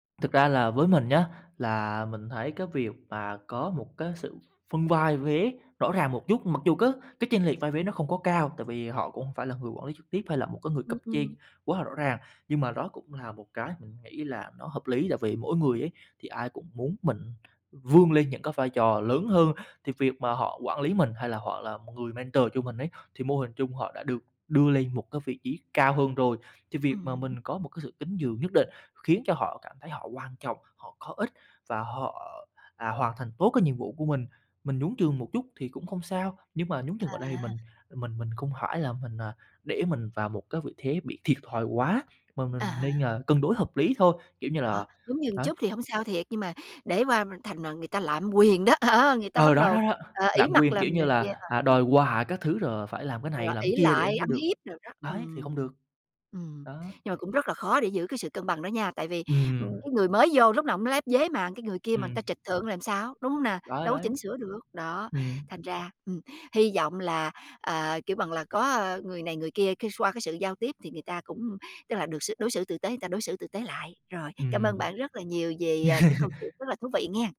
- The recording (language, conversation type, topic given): Vietnamese, podcast, Người cố vấn lý tưởng của bạn là người như thế nào?
- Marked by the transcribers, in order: tapping; in English: "mentor"; laughing while speaking: "đó"; other background noise; "người" said as "ừn"; laugh